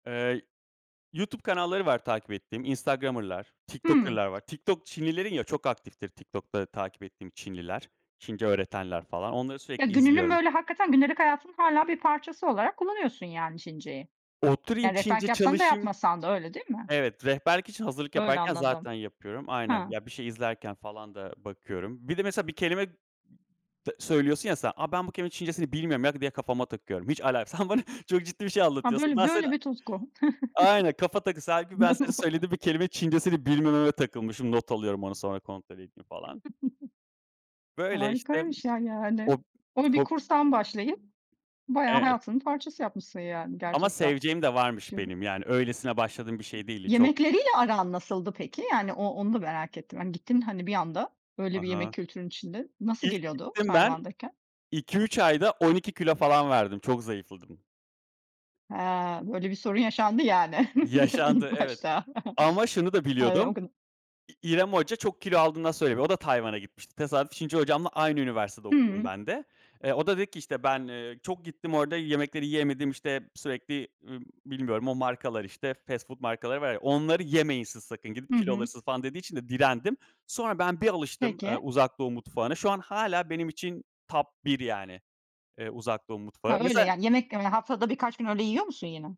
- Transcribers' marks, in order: other background noise; chuckle; chuckle; tapping; chuckle; laughing while speaking: "ilk başta"; chuckle; in English: "top"
- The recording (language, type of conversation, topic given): Turkish, podcast, Hobilerin sosyal hayatını nasıl etkiledi?